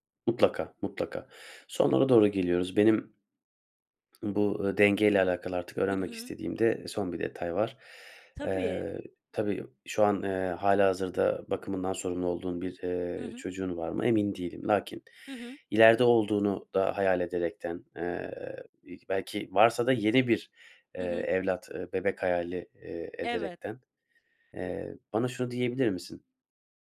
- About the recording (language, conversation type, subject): Turkish, podcast, İş-özel hayat dengesini nasıl kuruyorsun?
- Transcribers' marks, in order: tapping